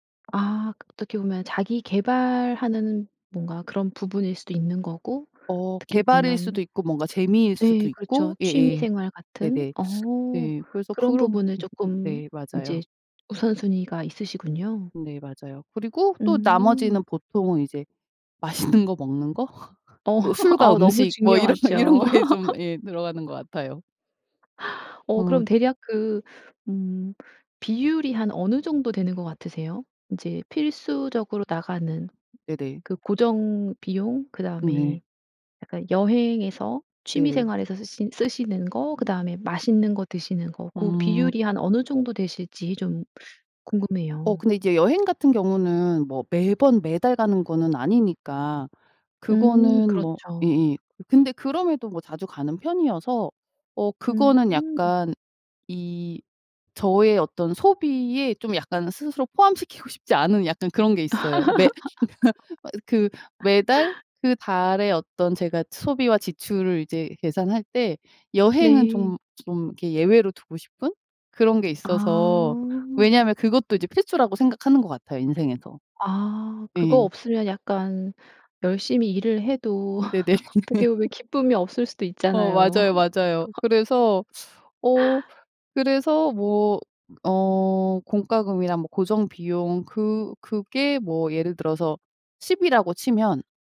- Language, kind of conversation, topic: Korean, podcast, 돈을 어디에 먼저 써야 할지 우선순위는 어떻게 정하나요?
- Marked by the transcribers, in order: laughing while speaking: "맛있는"; laugh; laughing while speaking: "이런 거 이런 거에 좀"; laugh; tapping; laughing while speaking: "들어가는 것 같아요"; other background noise; laugh; laugh; laughing while speaking: "어떻게 보면"; laugh; laugh